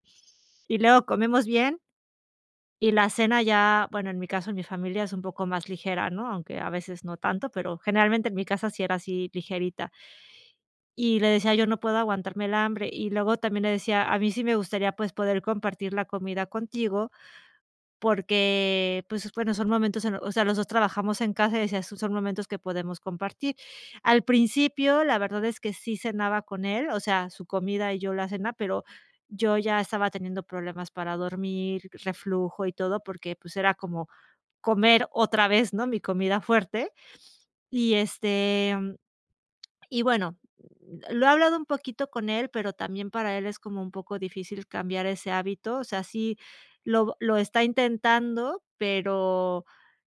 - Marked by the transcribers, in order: none
- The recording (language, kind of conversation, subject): Spanish, advice, ¿Cómo podemos manejar las peleas en pareja por hábitos alimenticios distintos en casa?